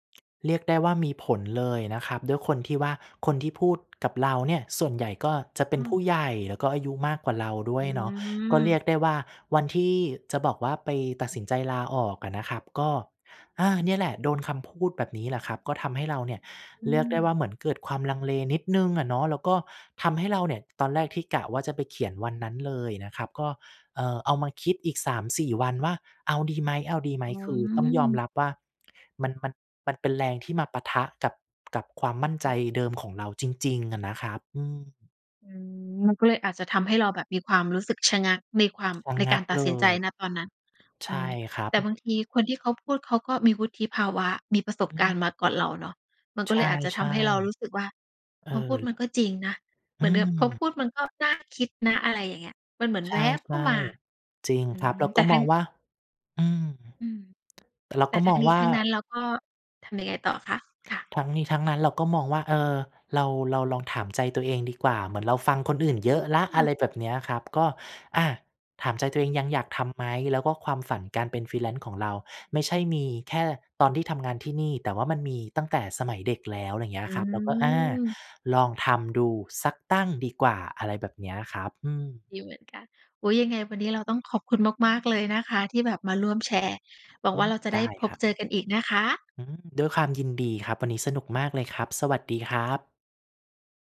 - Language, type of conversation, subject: Thai, podcast, ถ้าคนอื่นไม่เห็นด้วย คุณยังทำตามความฝันไหม?
- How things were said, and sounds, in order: tapping; other background noise; in English: "Freelance"